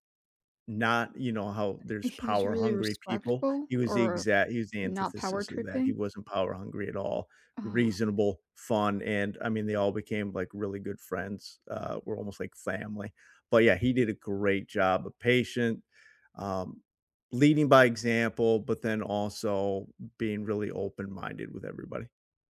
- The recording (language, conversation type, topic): English, unstructured, How can I become a better boss or manager?
- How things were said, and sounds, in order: none